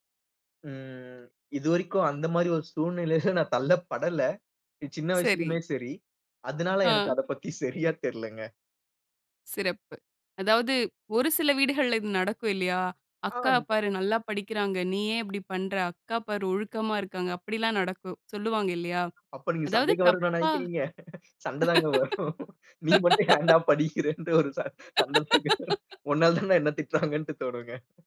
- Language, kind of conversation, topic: Tamil, podcast, சுய சந்தேகத்தை நீங்கள் எப்படி சமாளிப்பீர்கள்?
- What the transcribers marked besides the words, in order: drawn out: "ம்"; laughing while speaking: "சூழ்நிலையில"; unintelligible speech; laughing while speaking: "சண்ட தாங்க வரும். நீ மட்டும் … என்ன திட்டுறாங்கன்ட்டு தோணுங்க"; laugh